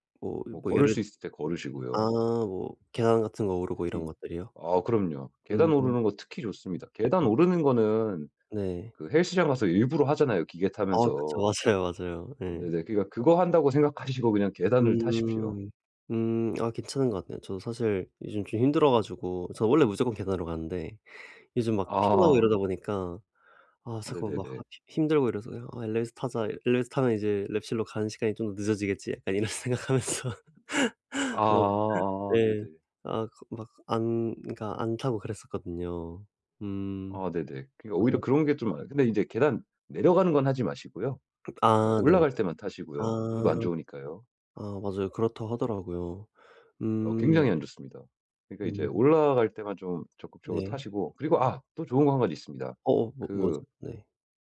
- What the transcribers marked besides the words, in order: tapping; other background noise; laughing while speaking: "맞아요"; laughing while speaking: "이런 생각 하면서"; laugh
- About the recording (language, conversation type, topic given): Korean, advice, 일과 휴식의 균형을 어떻게 잘 잡을 수 있을까요?